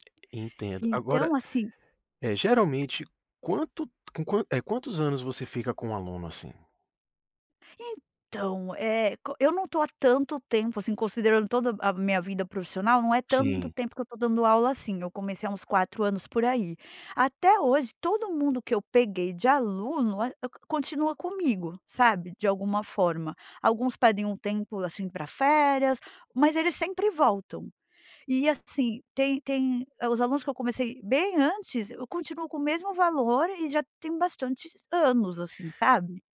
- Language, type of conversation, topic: Portuguese, advice, Como posso pedir um aumento de salário?
- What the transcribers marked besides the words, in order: none